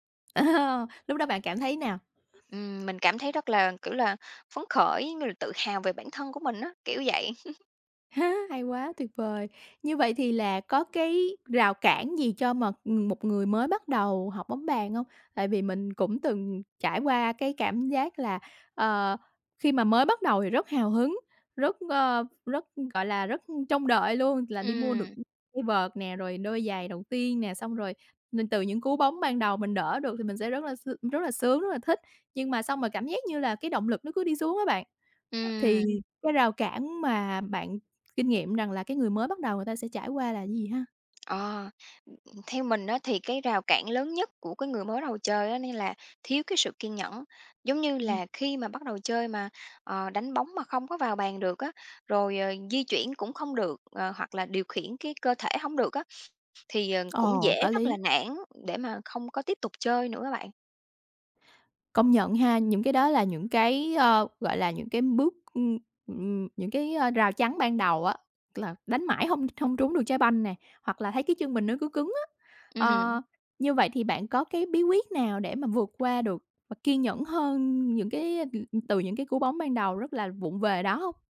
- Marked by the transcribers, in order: laugh; other background noise; tapping; chuckle; laugh
- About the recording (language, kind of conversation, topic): Vietnamese, podcast, Bạn có mẹo nào dành cho người mới bắt đầu không?